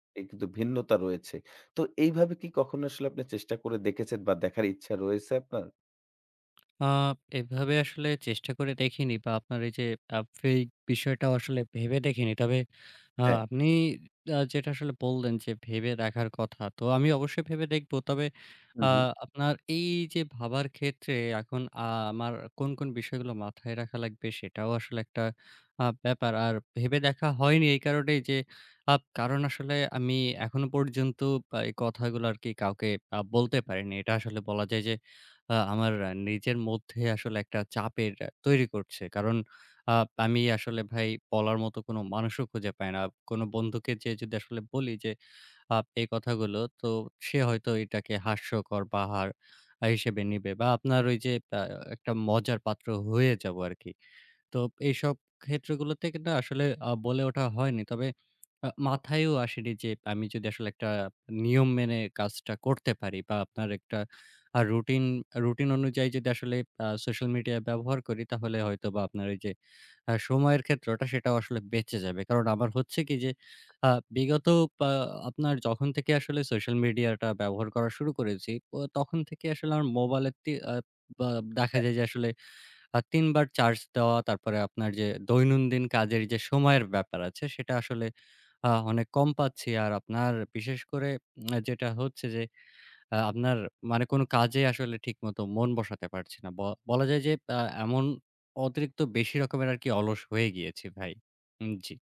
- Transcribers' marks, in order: other background noise; tapping
- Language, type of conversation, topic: Bengali, advice, সোশ্যাল মিডিয়ায় সফল দেখানোর চাপ আপনি কীভাবে অনুভব করেন?